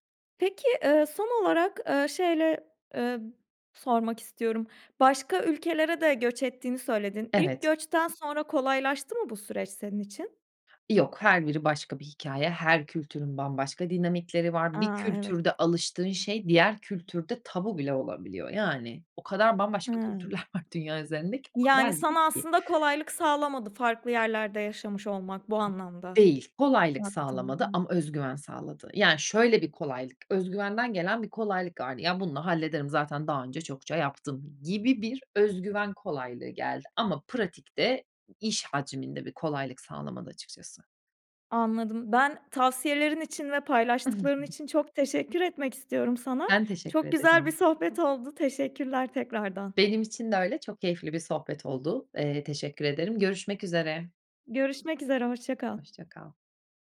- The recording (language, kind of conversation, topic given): Turkish, podcast, Dil bilmeden nasıl iletişim kurabiliriz?
- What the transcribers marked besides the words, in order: laughing while speaking: "var"; other background noise